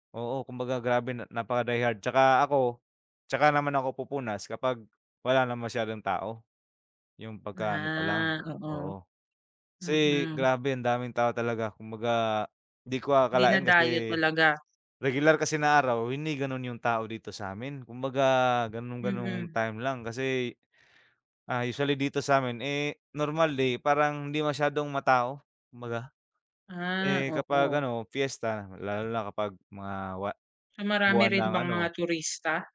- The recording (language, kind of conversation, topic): Filipino, unstructured, Ano ang pinakamahalagang tradisyon sa inyong lugar?
- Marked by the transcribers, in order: in English: "die hard"